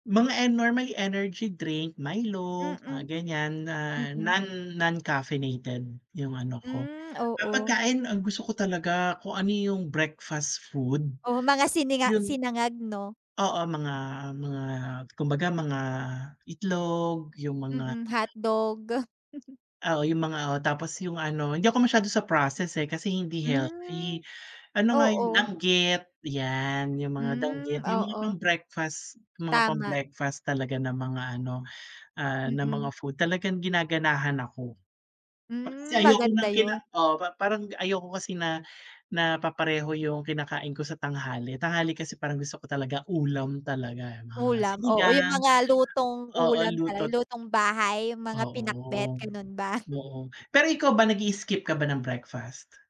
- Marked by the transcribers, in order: tapping; other background noise; chuckle; chuckle
- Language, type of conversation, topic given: Filipino, unstructured, Paano mo sinisimulan ang araw para manatiling masigla?